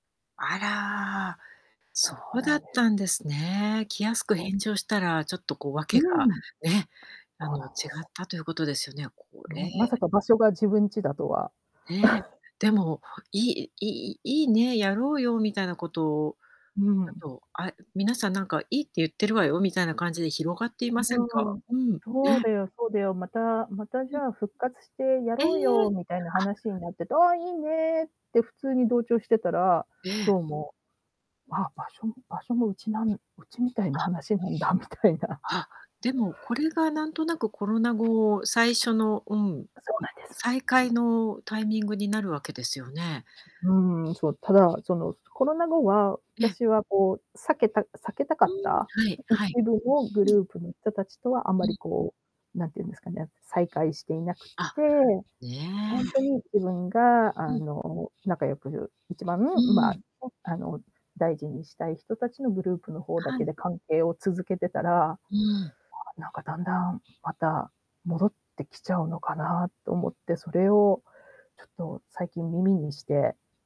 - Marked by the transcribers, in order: static; chuckle; laughing while speaking: "うちみたいな話なんだみたいな"; other background noise; unintelligible speech
- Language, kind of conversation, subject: Japanese, advice, 飲み会や集まりの誘いを、角が立たないように上手に断るにはどうすればいいですか？